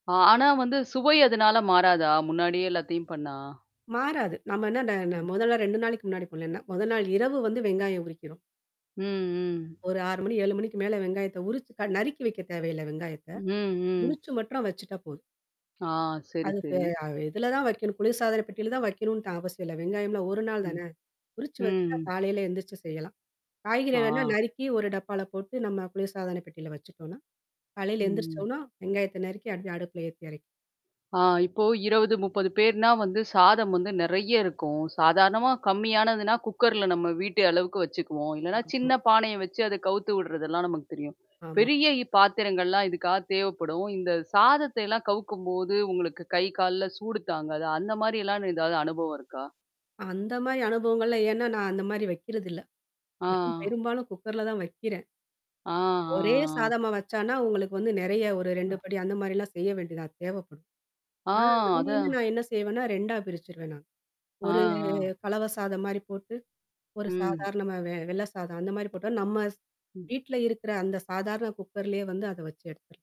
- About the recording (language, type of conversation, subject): Tamil, podcast, உங்கள் வீட்டில் பண்டிகைக்கான உணவு மெனுவை எப்படித் திட்டமிடுவீர்கள்?
- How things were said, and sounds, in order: mechanical hum; static; other background noise; in English: "குக்கர்"; in English: "குக்கர்ல"; "வச்சோம்னா" said as "வச்சானா"; in English: "குக்கர்லேயே"